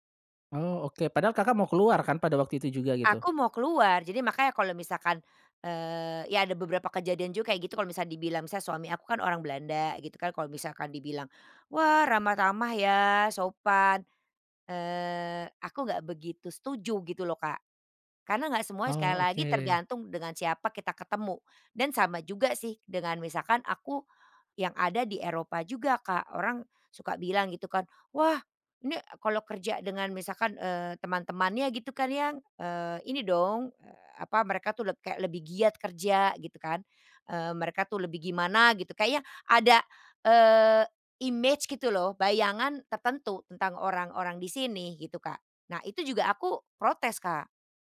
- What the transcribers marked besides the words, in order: none
- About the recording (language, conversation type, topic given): Indonesian, podcast, Pernahkah kamu mengalami stereotip budaya, dan bagaimana kamu meresponsnya?